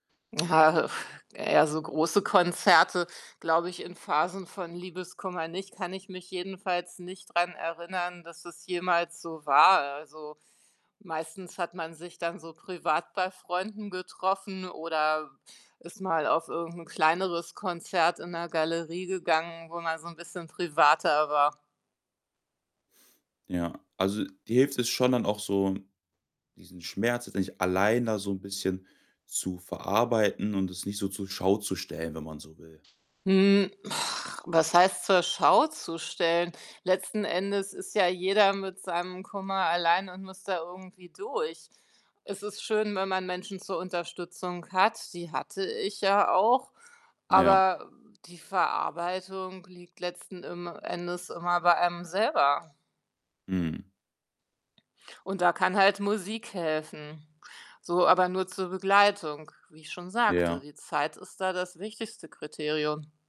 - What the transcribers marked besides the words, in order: tapping; other noise; other background noise; static; exhale
- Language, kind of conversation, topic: German, podcast, Welche Musik tröstet dich bei Liebeskummer?